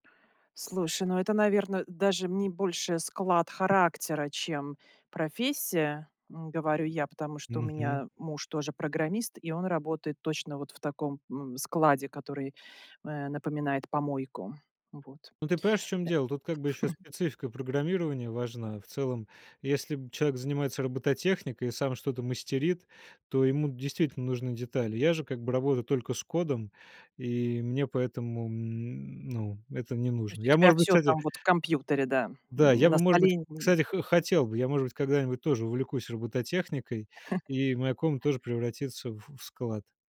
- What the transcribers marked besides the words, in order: tapping; other background noise; chuckle; chuckle
- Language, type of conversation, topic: Russian, podcast, Как вы организуете рабочее пространство, чтобы максимально сосредоточиться?
- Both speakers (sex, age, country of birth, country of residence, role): female, 40-44, Russia, Sweden, host; male, 30-34, Russia, Germany, guest